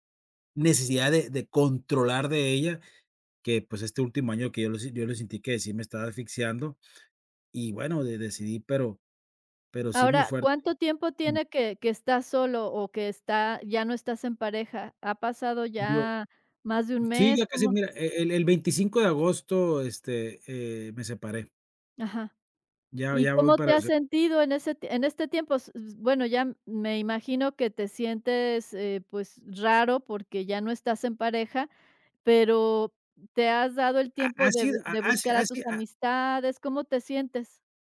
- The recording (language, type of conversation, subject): Spanish, advice, ¿Cómo ha afectado la ruptura sentimental a tu autoestima?
- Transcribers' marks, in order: none